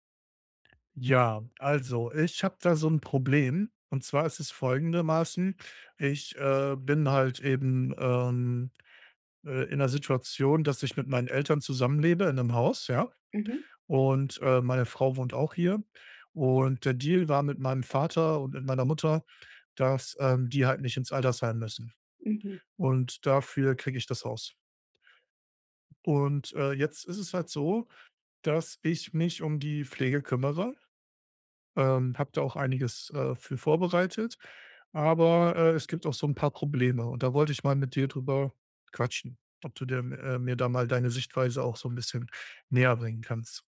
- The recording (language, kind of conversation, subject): German, advice, Wie kann ich trotz anhaltender Spannungen die Beziehungen in meiner Familie pflegen?
- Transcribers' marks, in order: none